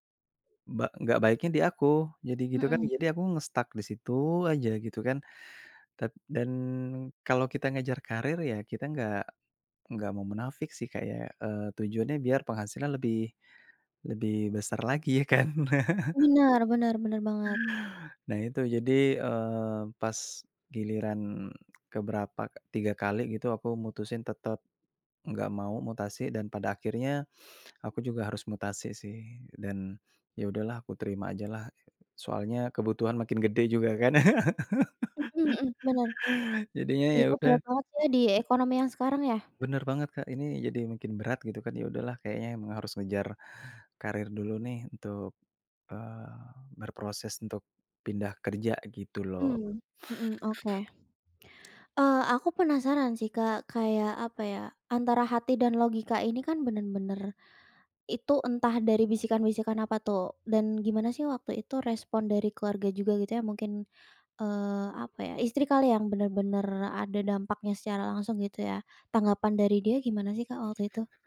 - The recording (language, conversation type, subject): Indonesian, podcast, Gimana cara kamu menimbang antara hati dan logika?
- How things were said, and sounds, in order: in English: "nge-stuck"; laugh; laugh